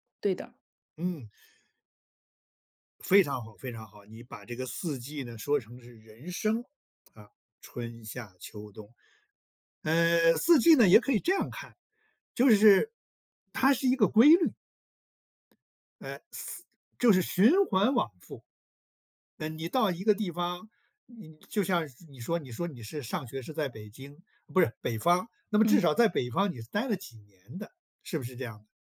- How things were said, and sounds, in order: none
- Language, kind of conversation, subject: Chinese, podcast, 能跟我说说你从四季中学到了哪些东西吗？